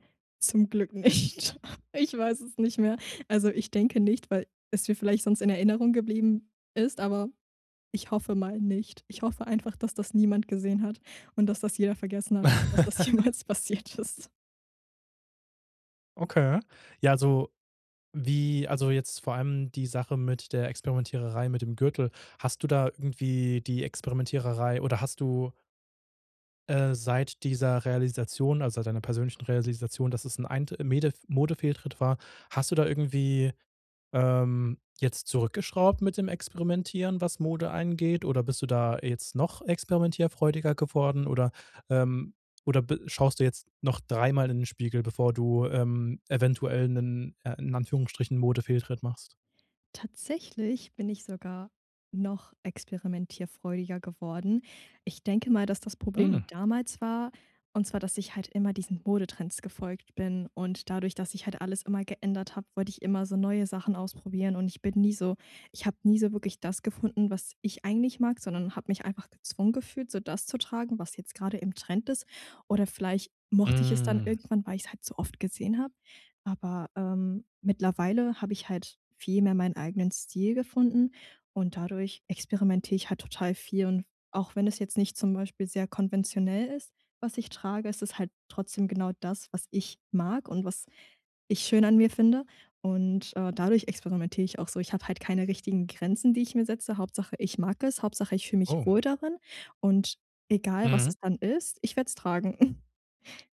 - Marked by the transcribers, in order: laughing while speaking: "nicht"; laugh; laughing while speaking: "das jemals passiert ist"; other background noise; surprised: "Hm"; drawn out: "Hm"; chuckle
- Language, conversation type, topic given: German, podcast, Was war dein peinlichster Modefehltritt, und was hast du daraus gelernt?